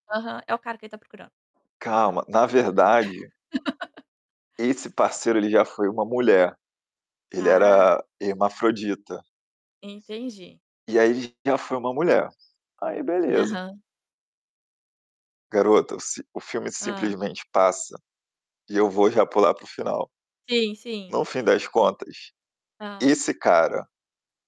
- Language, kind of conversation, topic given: Portuguese, unstructured, O que é mais surpreendente: uma revelação num filme ou uma reviravolta num livro?
- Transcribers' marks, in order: other background noise; laugh; static